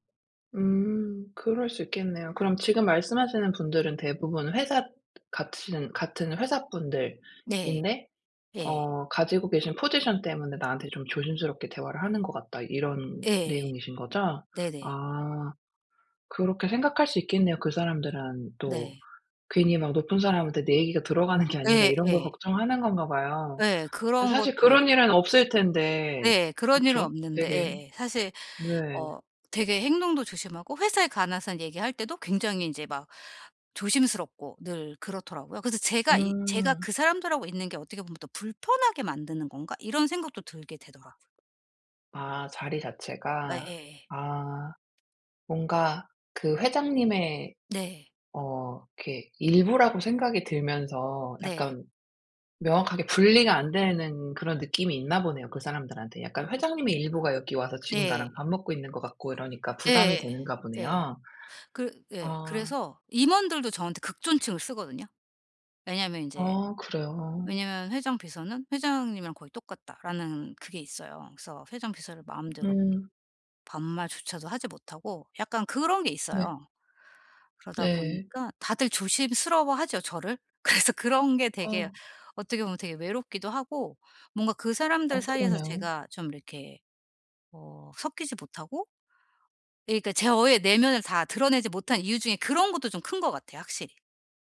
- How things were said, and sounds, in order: other noise; laughing while speaking: "게"; unintelligible speech; other background noise; laughing while speaking: "그래서"
- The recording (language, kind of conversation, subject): Korean, advice, 남들이 기대하는 모습과 제 진짜 욕구를 어떻게 조율할 수 있을까요?
- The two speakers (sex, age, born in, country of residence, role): female, 40-44, South Korea, United States, advisor; female, 45-49, South Korea, Portugal, user